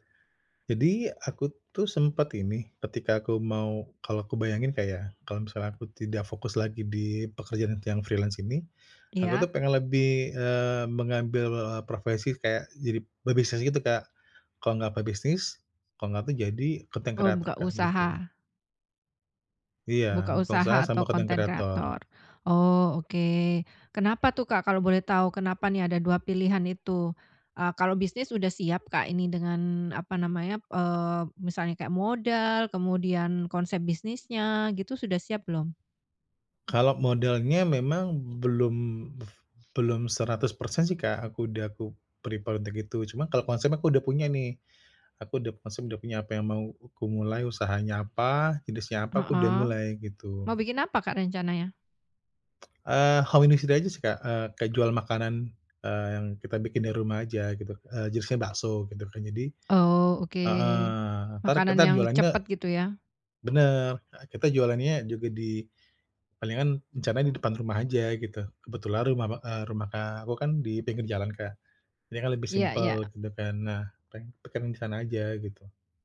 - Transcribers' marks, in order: in English: "freelance"; in English: "prepare"; tongue click; in English: "home industry"
- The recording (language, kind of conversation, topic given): Indonesian, advice, Bagaimana cara mengubah karier secara signifikan pada usia paruh baya?